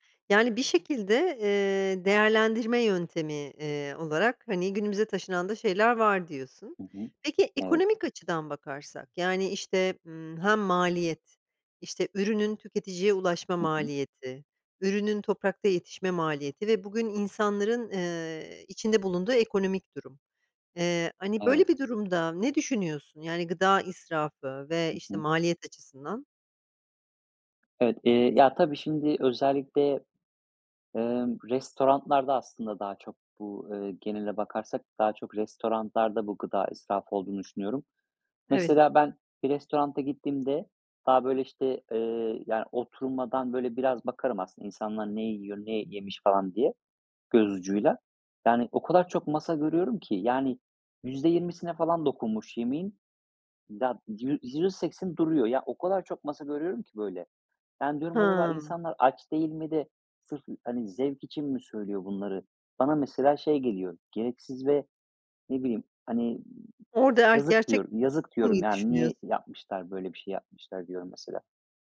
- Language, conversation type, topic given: Turkish, podcast, Gıda israfını azaltmanın en etkili yolları hangileridir?
- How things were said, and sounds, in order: tapping; other background noise; "restoranlarda" said as "restorantlarda"; "restoranlarda" said as "restorantlarda"; "restorana" said as "restoranta"; unintelligible speech